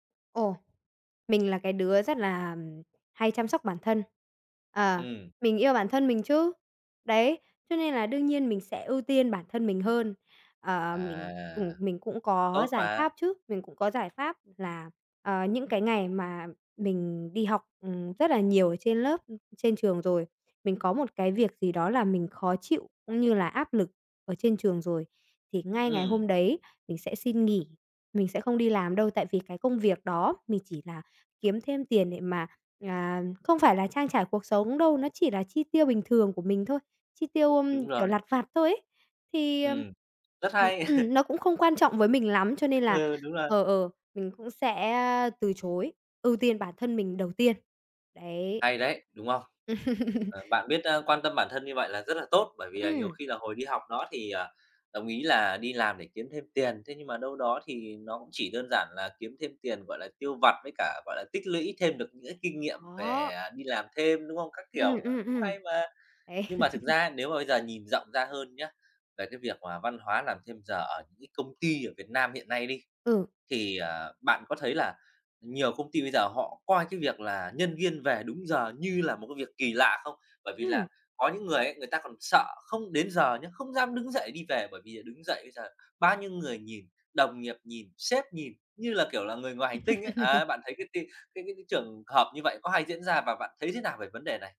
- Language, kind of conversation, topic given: Vietnamese, podcast, Văn hóa làm thêm giờ ảnh hưởng tới tinh thần nhân viên ra sao?
- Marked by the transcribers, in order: tapping; chuckle; laugh; other background noise; laugh; laugh